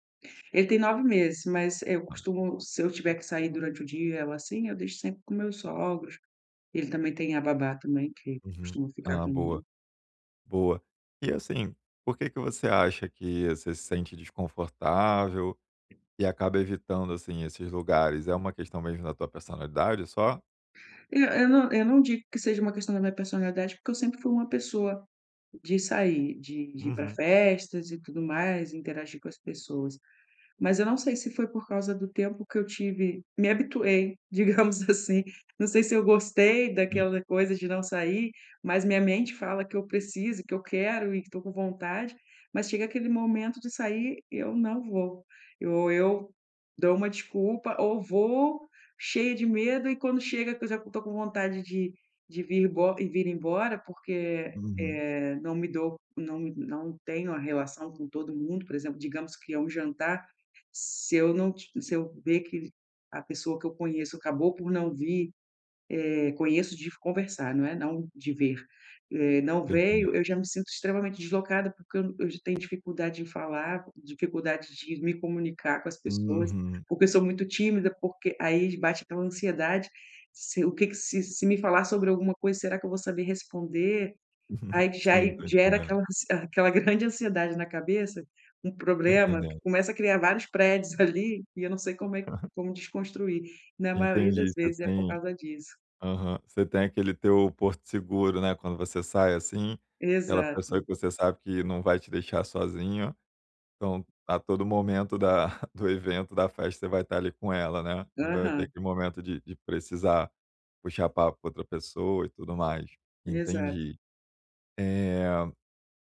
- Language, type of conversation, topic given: Portuguese, advice, Como posso me sentir mais à vontade em celebrações sociais?
- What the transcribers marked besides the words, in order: unintelligible speech; other background noise; tapping; laughing while speaking: "digamos assim"; chuckle; chuckle